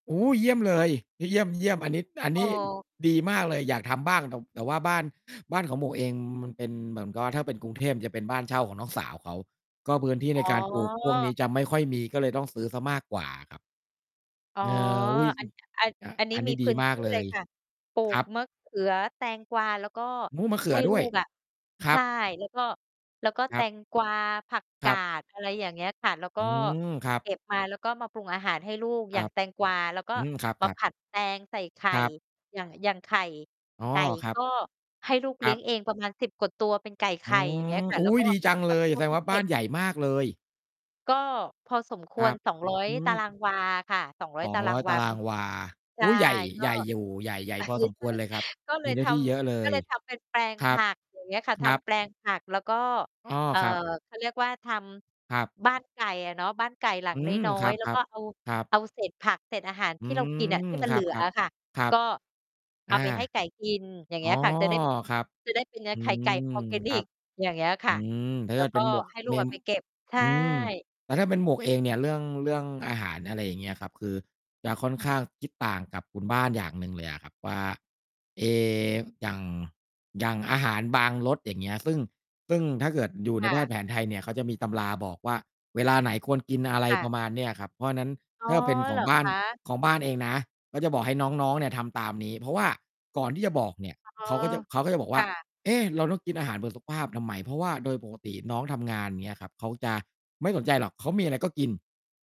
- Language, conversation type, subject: Thai, unstructured, ถ้าคุณต้องการโน้มน้าวให้คนในครอบครัวหันมากินอาหารเพื่อสุขภาพ คุณจะพูดอย่างไร?
- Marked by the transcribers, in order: chuckle; other background noise; distorted speech